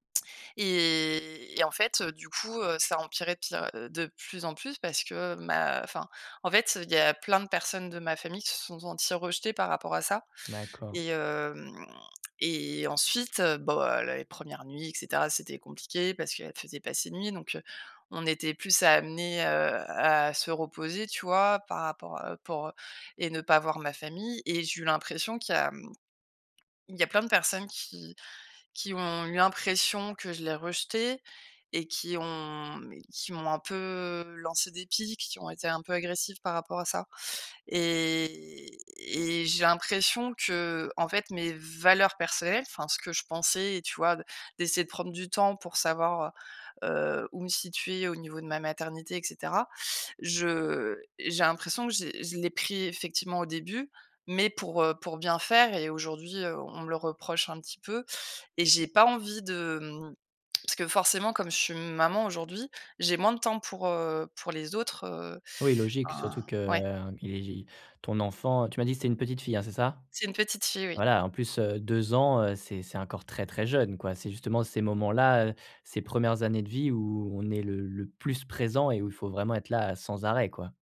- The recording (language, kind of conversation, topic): French, advice, Comment concilier mes valeurs personnelles avec les attentes de ma famille sans me perdre ?
- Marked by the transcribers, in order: tapping